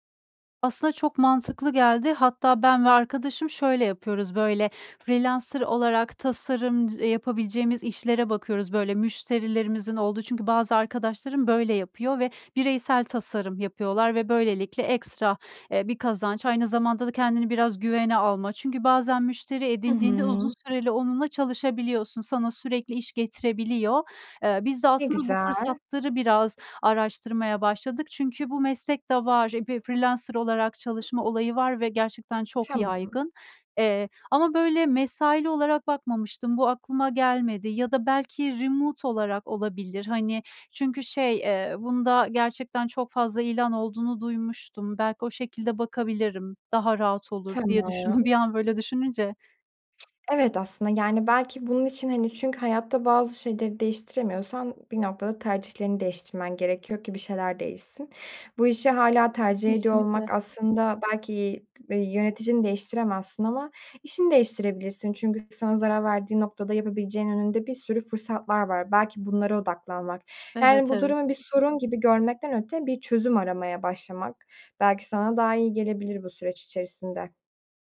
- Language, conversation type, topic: Turkish, advice, Birden fazla görev aynı anda geldiğinde odağım dağılıyorsa önceliklerimi nasıl belirleyebilirim?
- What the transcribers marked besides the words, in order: other background noise; tapping; in English: "remote"